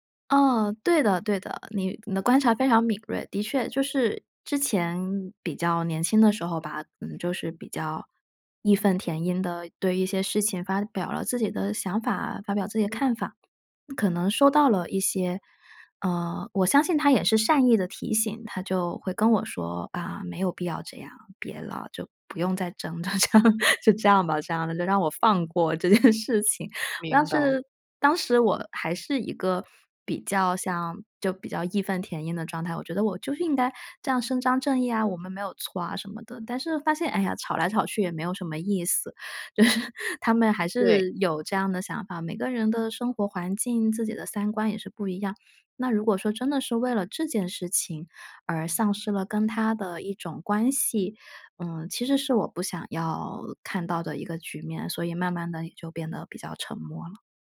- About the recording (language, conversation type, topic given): Chinese, podcast, 社交媒体怎样改变你的表达？
- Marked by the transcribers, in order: other background noise; laughing while speaking: "就这样"; chuckle; laughing while speaking: "这件"; laughing while speaking: "就是"